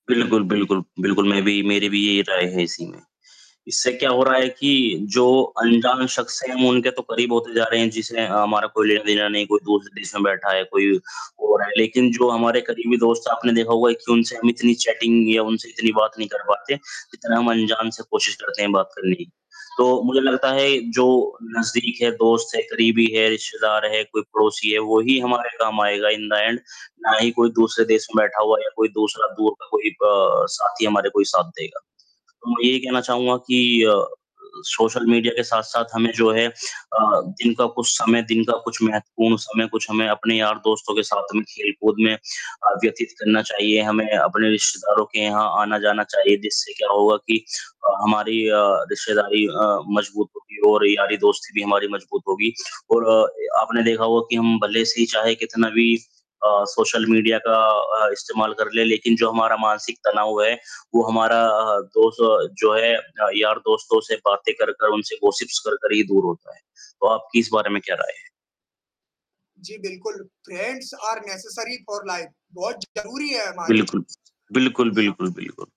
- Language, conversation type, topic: Hindi, unstructured, क्या आप मानते हैं कि तकनीकी प्रगति ने हमारे सामाजिक संबंधों को प्रभावित किया है?
- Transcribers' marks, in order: distorted speech; in English: "चैटिंग"; other background noise; in English: "इन द एंड"; in English: "गॉसिप्स"; in English: "फ्रेंड्स आर नेसेसरी फॉर लाइफ़"